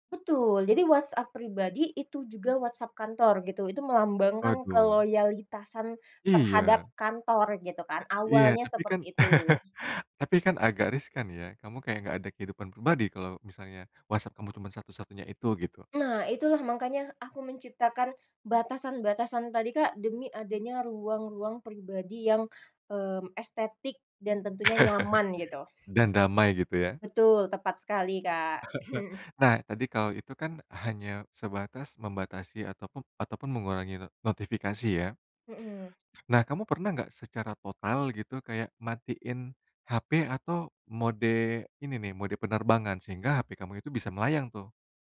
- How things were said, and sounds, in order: laugh; laugh; laugh
- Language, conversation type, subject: Indonesian, podcast, Strategi sederhana apa yang kamu pakai untuk mengurangi notifikasi?
- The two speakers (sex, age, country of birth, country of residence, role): female, 25-29, Indonesia, Indonesia, guest; male, 35-39, Indonesia, Indonesia, host